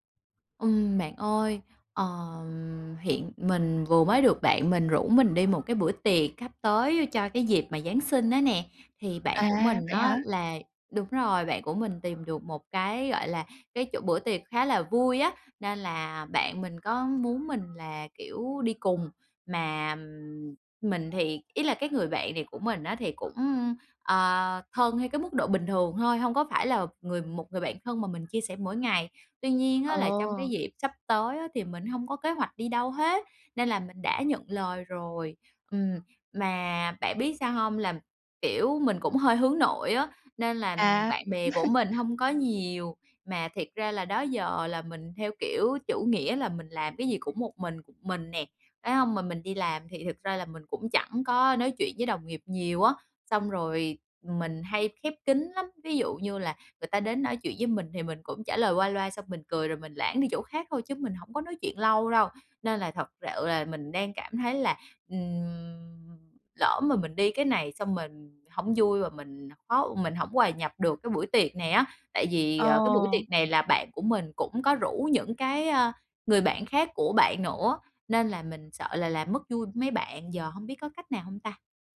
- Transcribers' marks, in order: chuckle
- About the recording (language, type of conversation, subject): Vietnamese, advice, Làm sao để tôi không cảm thấy lạc lõng trong buổi tiệc với bạn bè?